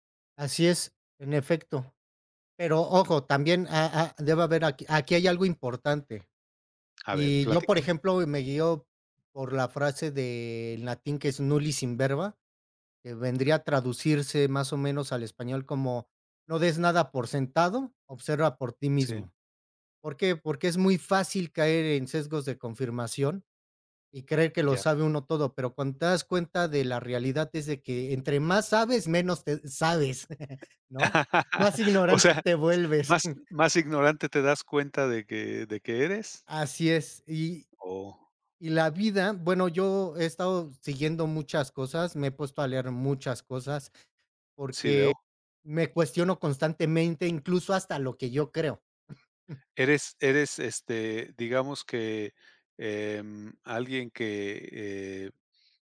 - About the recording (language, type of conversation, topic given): Spanish, podcast, ¿De dónde sacas inspiración en tu día a día?
- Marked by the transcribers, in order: in Latin: "Nullius in verba"; tapping; laugh; chuckle; chuckle